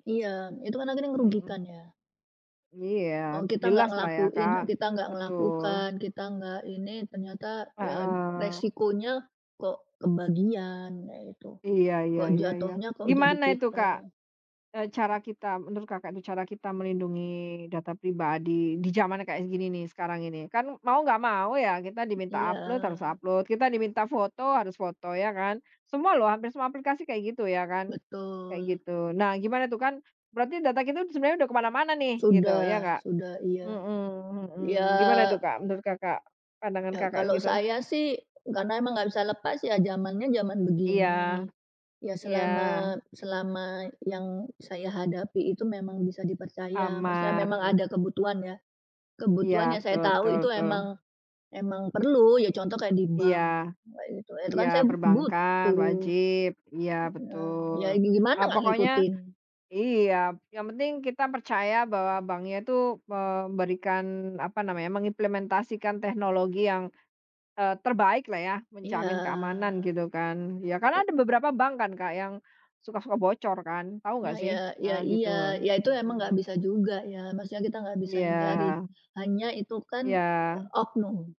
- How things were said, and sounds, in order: tapping; in English: "upload"; in English: "upload"; other background noise
- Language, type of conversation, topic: Indonesian, unstructured, Apa pendapatmu tentang penggunaan data pribadi tanpa izin?